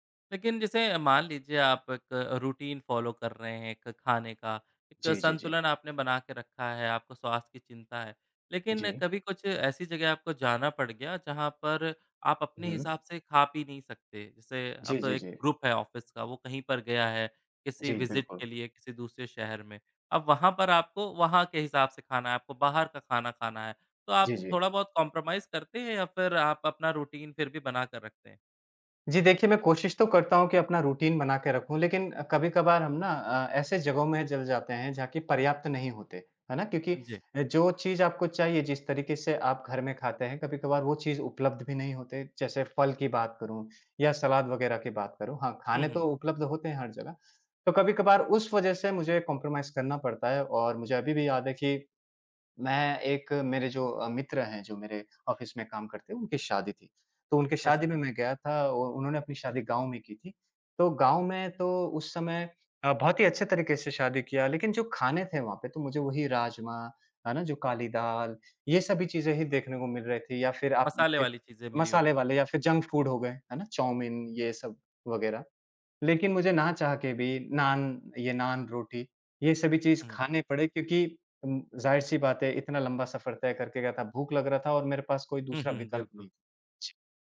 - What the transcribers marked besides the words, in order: in English: "रूटीन फ़ॉलो"; in English: "ग्रुप"; in English: "ऑफ़िस"; in English: "विजिट"; in English: "कोम्प्रोमाईज़"; in English: "रूटीन"; in English: "रूटीन"; in English: "कोम्प्रोमाईज़"; in English: "ऑफ़िस"; in English: "जंक फ़ूड"
- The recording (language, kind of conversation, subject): Hindi, podcast, खाने में संतुलन बनाए रखने का आपका तरीका क्या है?